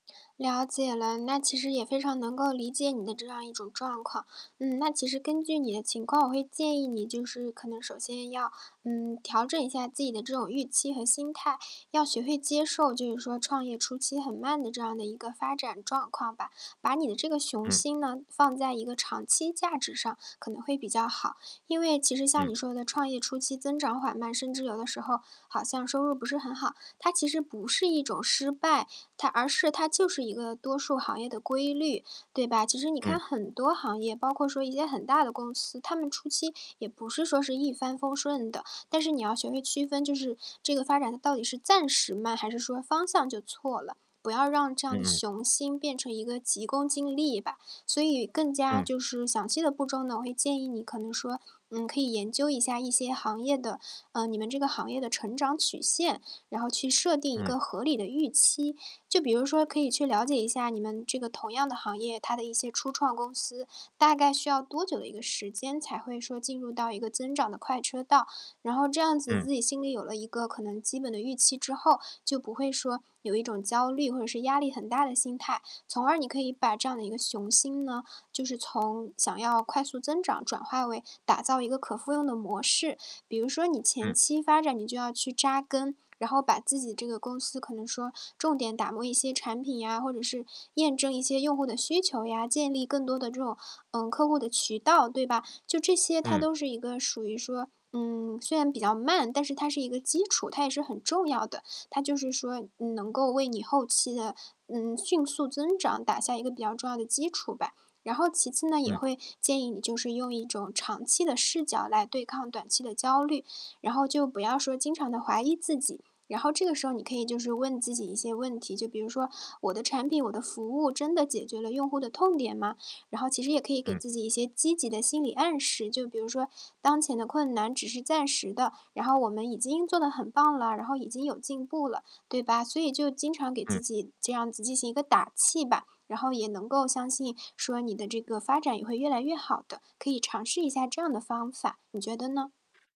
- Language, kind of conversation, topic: Chinese, advice, 我在追求大目标时，怎样才能兼顾雄心并保持耐心？
- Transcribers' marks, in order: static; distorted speech